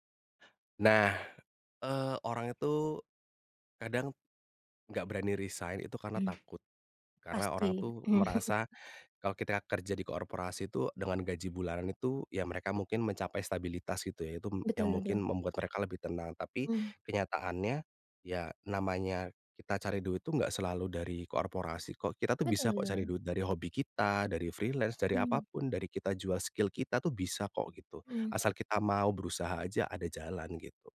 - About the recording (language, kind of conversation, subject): Indonesian, podcast, Bagaimana kamu menilai tawaran kerja yang mengharuskan kamu jauh dari keluarga?
- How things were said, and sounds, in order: tapping; chuckle; in English: "freelance"; in English: "skill"